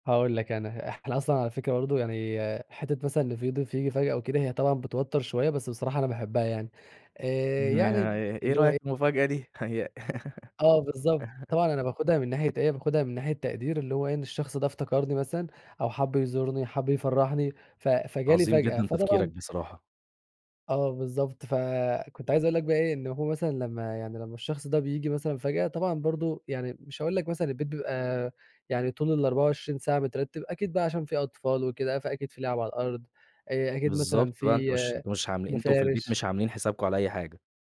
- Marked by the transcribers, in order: chuckle; laugh
- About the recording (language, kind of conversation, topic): Arabic, podcast, إيه طقوس الضيافة اللي ما ينفعش تفوت عندكم؟